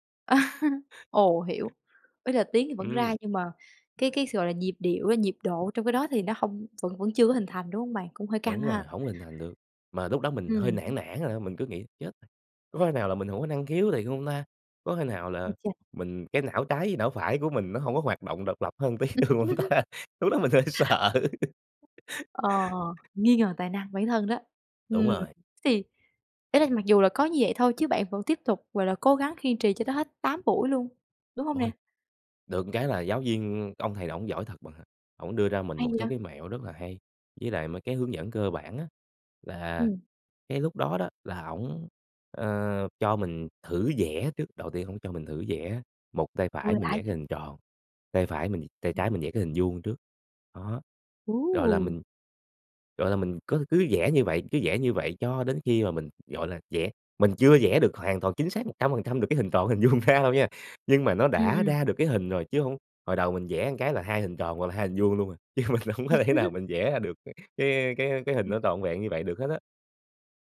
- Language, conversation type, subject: Vietnamese, podcast, Bạn có thể kể về lần bạn tình cờ tìm thấy đam mê của mình không?
- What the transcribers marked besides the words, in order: laugh; tapping; laugh; other background noise; "một" said as "ừn"; laughing while speaking: "tí được hông ta? Lúc đó mình hơi sợ"; laughing while speaking: "vuông ra đâu nha"; laughing while speaking: "mình hông có thể nào"; laugh